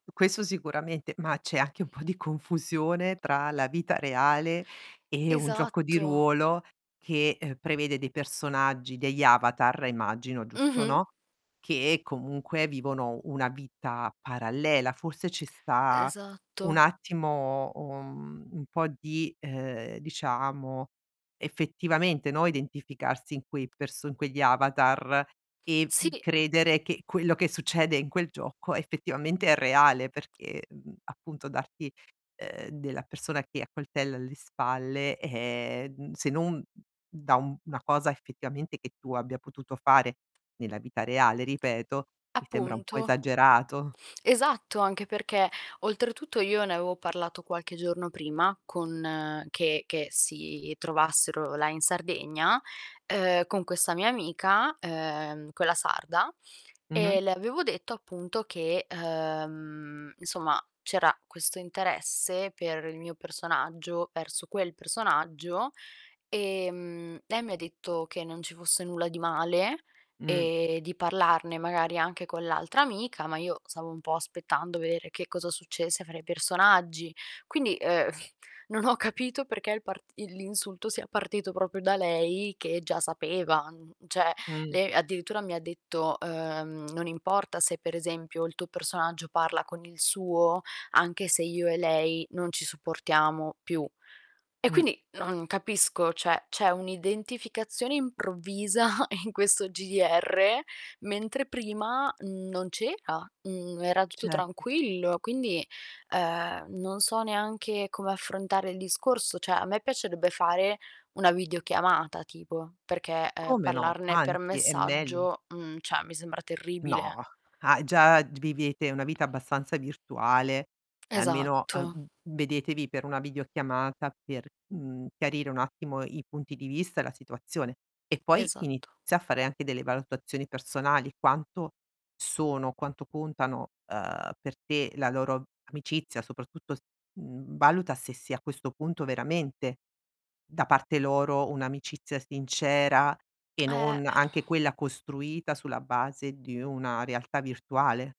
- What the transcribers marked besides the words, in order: tapping; other background noise; distorted speech; chuckle; "proprio" said as "propro"; "cioè" said as "ceh"; "cioè" said as "ceh"; laughing while speaking: "improvvisa"; "cioè" said as "ceh"; "cioè" said as "ceh"; static; sigh
- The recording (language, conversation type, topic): Italian, advice, Come ti fa sentire essere escluso dal tuo gruppo di amici?